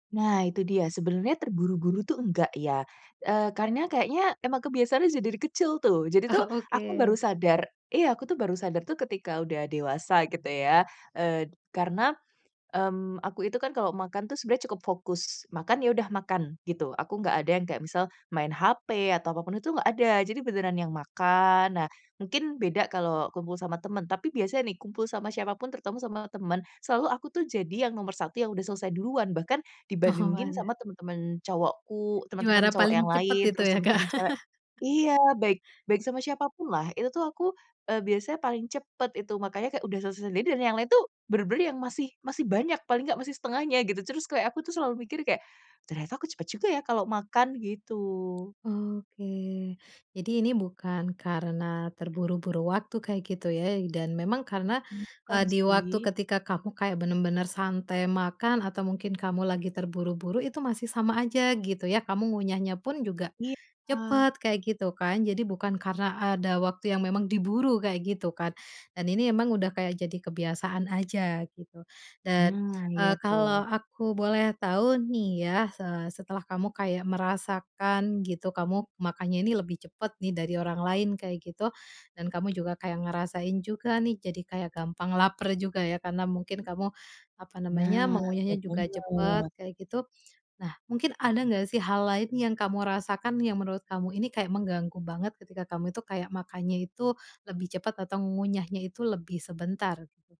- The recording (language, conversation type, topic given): Indonesian, advice, Bagaimana cara makan lebih lambat sambil mendengarkan sinyal tubuh?
- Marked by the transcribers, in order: laughing while speaking: "Oh"; other background noise; laughing while speaking: "Kak?"; tapping